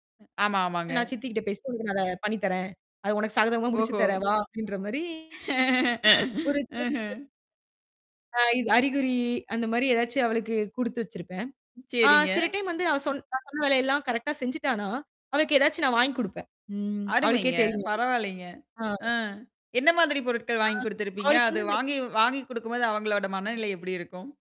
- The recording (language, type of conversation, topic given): Tamil, podcast, வீட்டு வேலைகளில் குழந்தைகள் பங்கேற்கும்படி நீங்கள் எப்படிச் செய்வீர்கள்?
- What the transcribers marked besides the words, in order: other noise; mechanical hum; laugh; unintelligible speech; drawn out: "அறிகுறி"; distorted speech